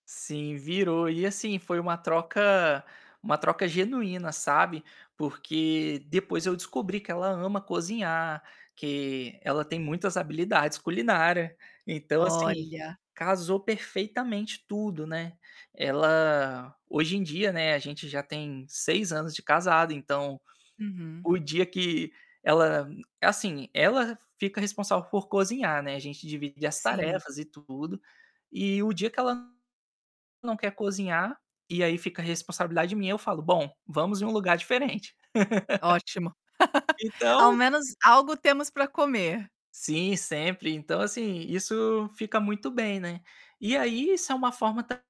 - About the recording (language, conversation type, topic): Portuguese, podcast, Você já compartilhou comida com estranhos que viraram amigos?
- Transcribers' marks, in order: distorted speech; static; laugh